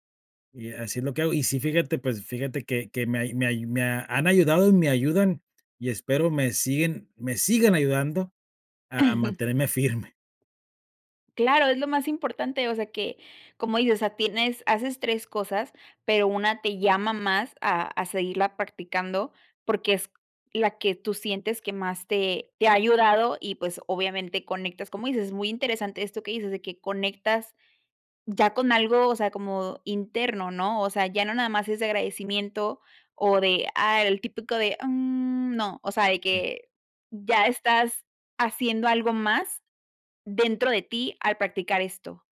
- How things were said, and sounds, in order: giggle; other background noise
- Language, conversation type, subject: Spanish, podcast, ¿Qué hábitos te ayudan a mantenerte firme en tiempos difíciles?